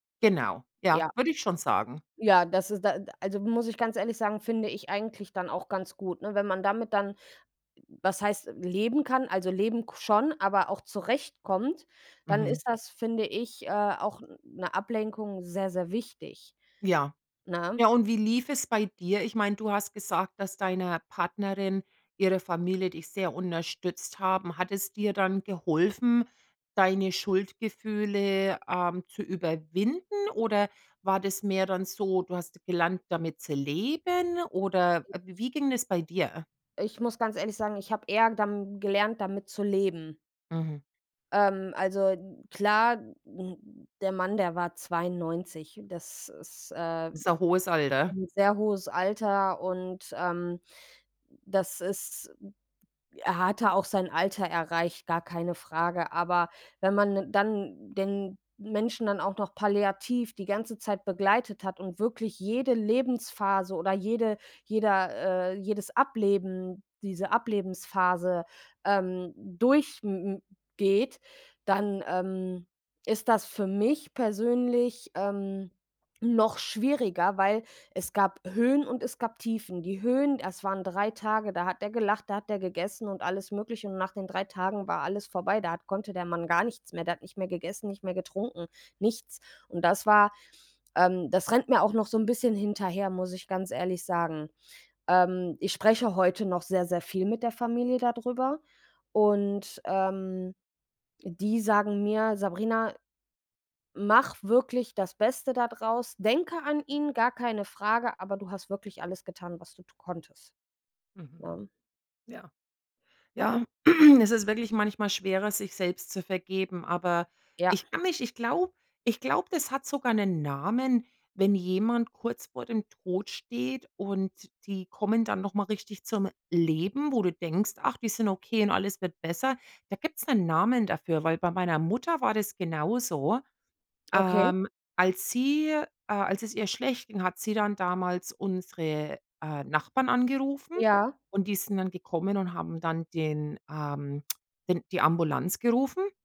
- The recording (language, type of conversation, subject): German, unstructured, Wie kann man mit Schuldgefühlen nach einem Todesfall umgehen?
- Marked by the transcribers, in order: stressed: "überwinden"; stressed: "leben"; throat clearing